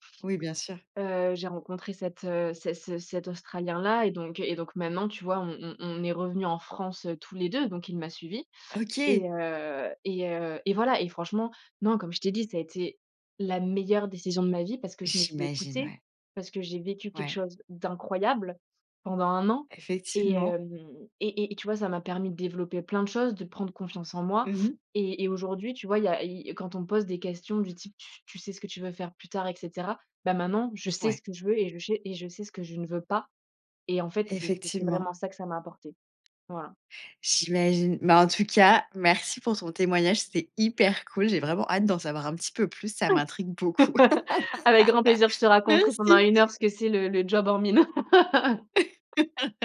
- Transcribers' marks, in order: "sais" said as "chais"; tapping; chuckle; laugh; laugh
- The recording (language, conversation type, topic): French, podcast, Quand as-tu pris un risque qui a fini par payer ?